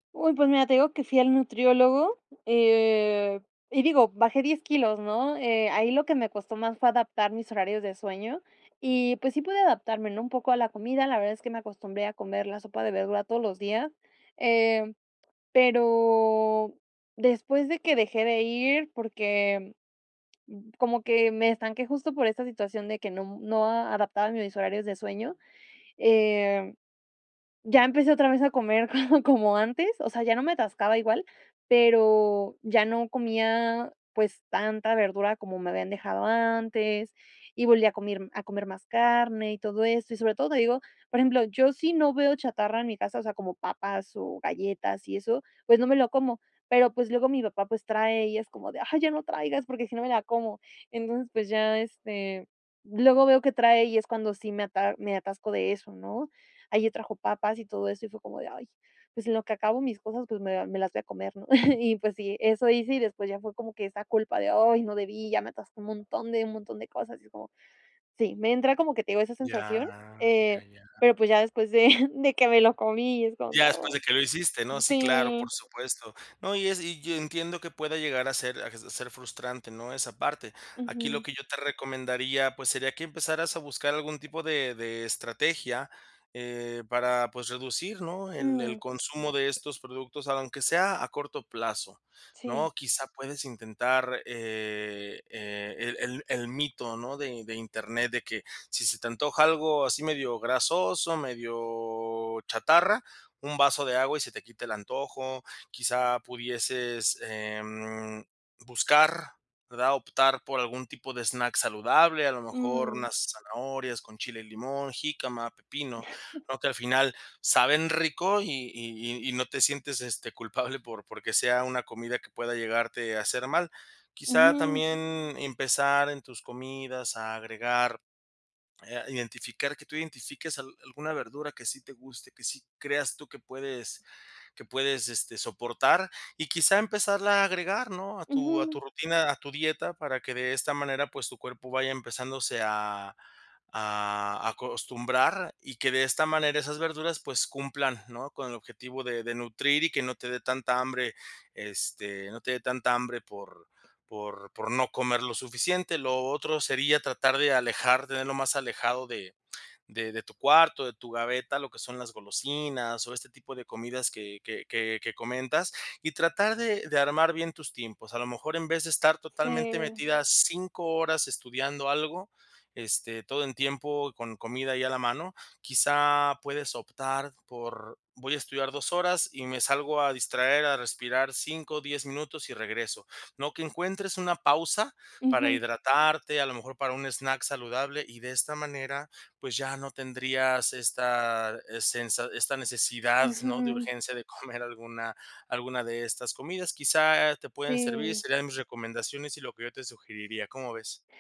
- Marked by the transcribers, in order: drawn out: "pero"; chuckle; chuckle; chuckle; unintelligible speech; chuckle; laughing while speaking: "comer"
- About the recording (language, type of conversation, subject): Spanish, advice, ¿Cómo puedo manejar el comer por estrés y la culpa que siento después?